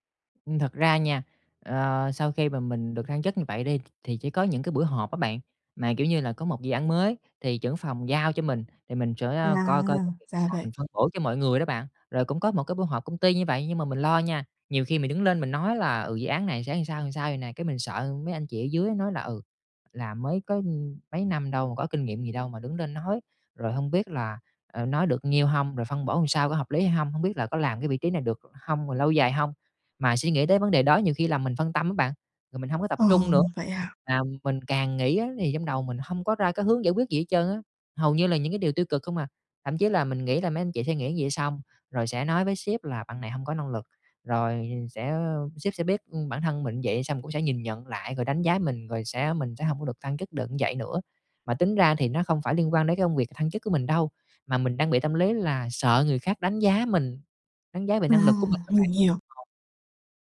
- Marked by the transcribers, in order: "sẽ" said as "trẽ"; tapping; unintelligible speech
- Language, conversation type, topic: Vietnamese, advice, Làm sao để bớt lo lắng về việc người khác đánh giá mình khi vị thế xã hội thay đổi?